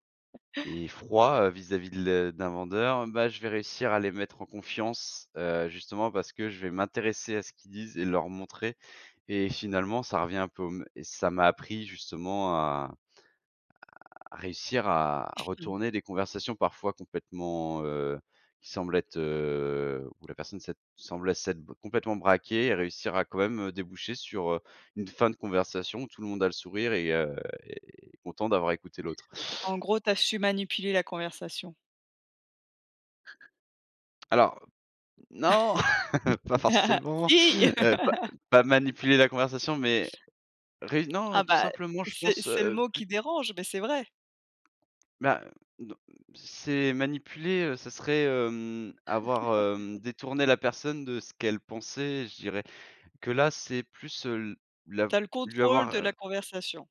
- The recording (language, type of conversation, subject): French, podcast, Comment transformes-tu un malentendu en conversation constructive ?
- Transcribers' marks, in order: sneeze; stressed: "fin"; chuckle; laughing while speaking: "pas forcément"; laugh; laugh; laugh